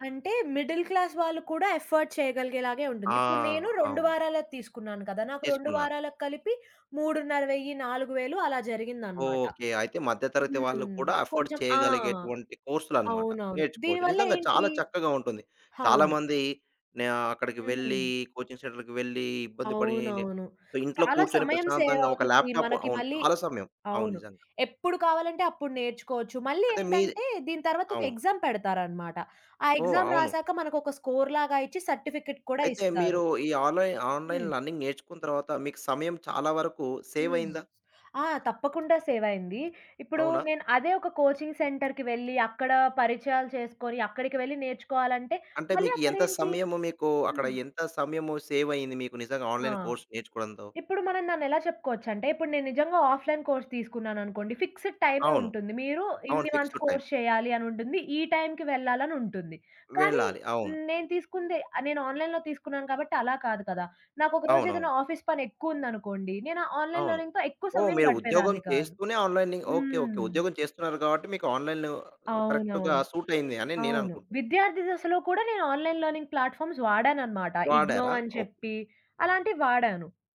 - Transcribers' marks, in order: in English: "మిడిల్ క్లాస్"; in English: "ఎఫర్డ్"; in English: "ఎఫర్డ్"; other background noise; in English: "కోచింగ్ సెంటర్‌కి"; in English: "సో"; in English: "ల్యాప్‌టాప్"; tapping; in English: "ఎగ్జామ్"; in English: "ఎగ్జామ్"; in English: "స్కోర్‌లాగా"; in English: "సర్టిఫికెట్"; in English: "ఆన్‌లైన్ లెర్నింగ్"; in English: "కోచింగ్ సెంటర్‌కి"; in English: "ఆన్‌లైన్ కోర్స్"; in English: "ఆఫ్‌లైన్ కోర్స్"; in English: "ఫిక్సెడ్"; in English: "ఫిక్స్‌డ్ టైమ్"; in English: "మంత్స్ కోర్స్"; in English: "ఆన్‌లైన్‌లో"; in English: "ఆఫీస్"; in English: "ఆన్‌లైన్ లెర్నింగ్‌తో"; in English: "ఆన్ లెర్నింగ్"; in English: "కరెక్ట్‌గా"; in English: "ఆన్‌లైన్ లెర్నింగ్ ప్లాట్‌ఫామ్స్"; in English: "ఇగ్నో"
- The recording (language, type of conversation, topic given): Telugu, podcast, ఆన్‌లైన్ లెర్నింగ్ మీకు ఎలా సహాయపడింది?